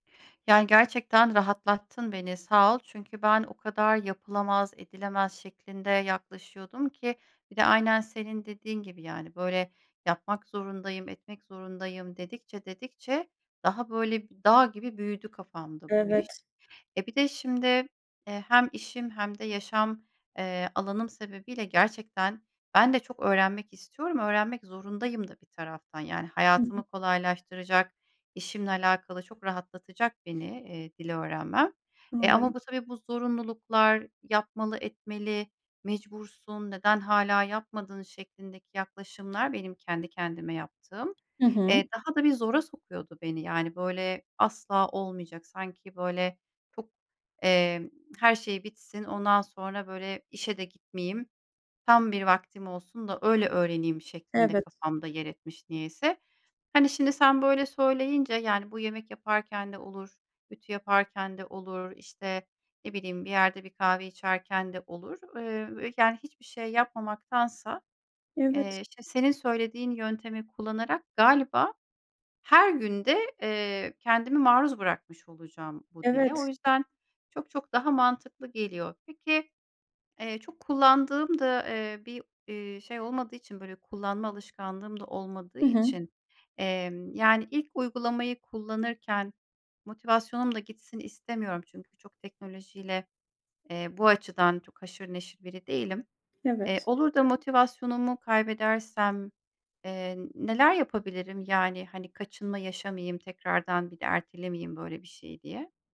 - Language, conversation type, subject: Turkish, advice, Yeni bir hedefe başlamak için motivasyonumu nasıl bulabilirim?
- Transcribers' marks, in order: other background noise; tapping